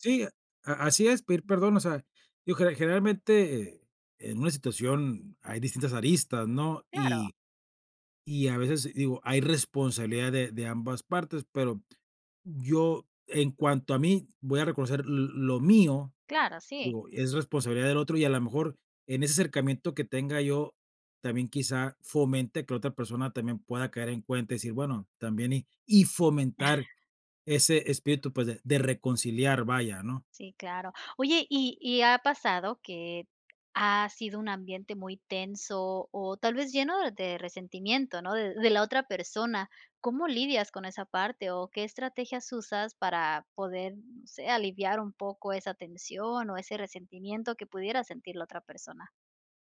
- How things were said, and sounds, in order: other background noise; chuckle
- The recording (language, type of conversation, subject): Spanish, podcast, ¿Cómo puedes empezar a reparar una relación familiar dañada?